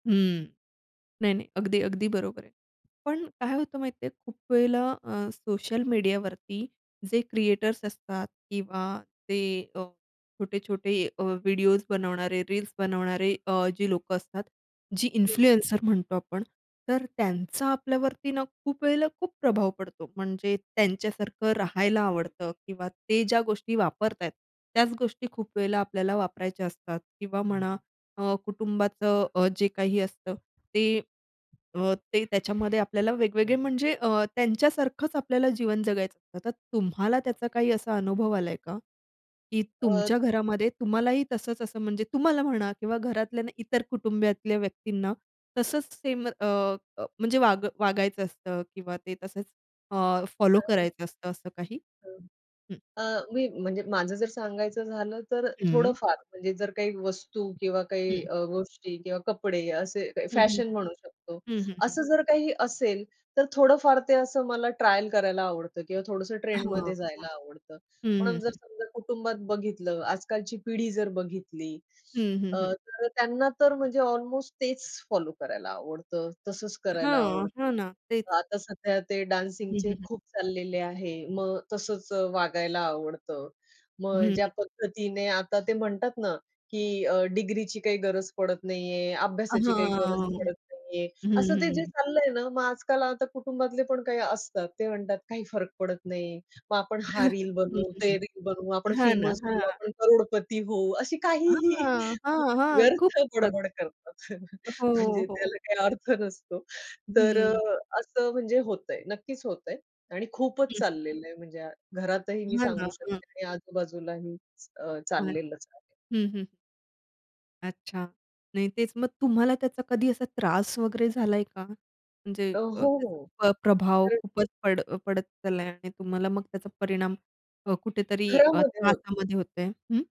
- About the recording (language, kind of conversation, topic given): Marathi, podcast, सोशल मीडियावर वेळ घालवल्यानंतर तुम्हाला कसे वाटते?
- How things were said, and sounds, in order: other background noise; tapping; unintelligible speech; in English: "डान्सिंगचे"; chuckle; in English: "फेमस"; laughing while speaking: "काहीही व्यर्थ बडबड करतात"; chuckle; unintelligible speech